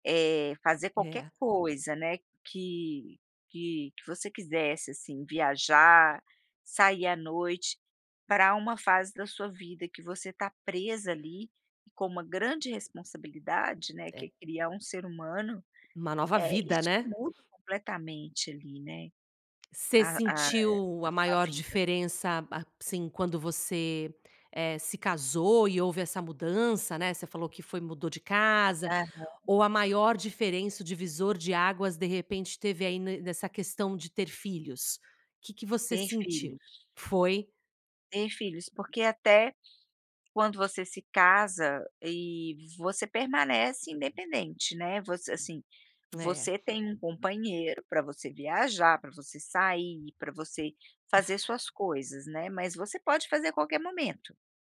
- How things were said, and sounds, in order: tapping; other background noise; chuckle
- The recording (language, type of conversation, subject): Portuguese, podcast, Qual foi um momento que mudou sua vida para sempre?